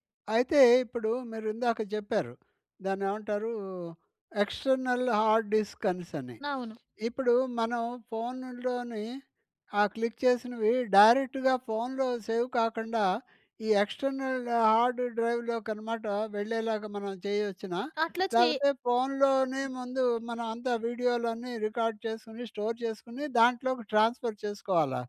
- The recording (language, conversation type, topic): Telugu, podcast, ఫోన్‌తో మంచి వీడియోలు ఎలా తీసుకోవచ్చు?
- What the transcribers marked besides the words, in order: in English: "ఎక్స్టర్నల్ హార్డ్ డిస్క్"; in English: "క్లిక్"; in English: "డైరెక్ట్‌గా"; in English: "సేవ్"; in English: "ఎక్స్టర్నల్ హార్డ్ డ్రైవ్‌లోకి"; other background noise; in English: "రికార్డ్"; in English: "స్టోర్"; in English: "ట్రాన్స్ఫర్"